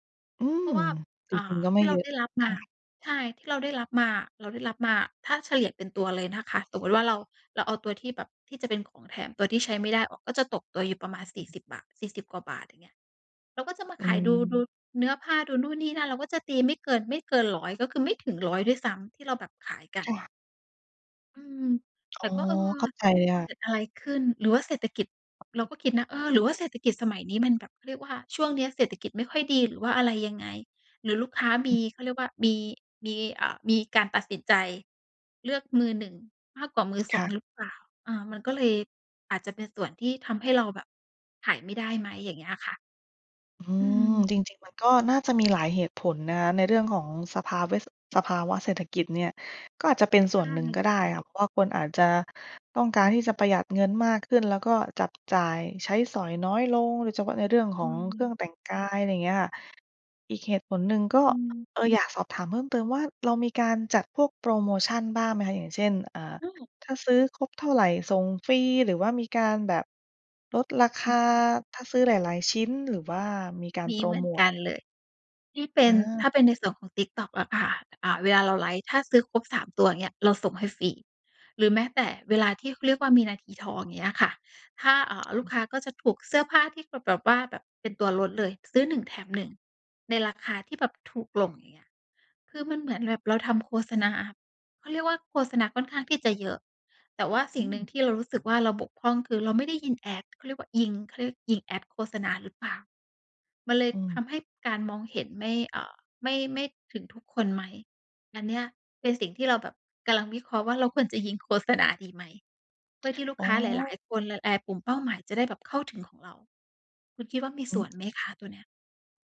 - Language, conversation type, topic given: Thai, advice, จะรับมือกับความรู้สึกท้อใจอย่างไรเมื่อยังไม่มีลูกค้าสนใจสินค้า?
- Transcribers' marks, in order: tapping; other background noise; in English: "Ads"; in English: "Ads"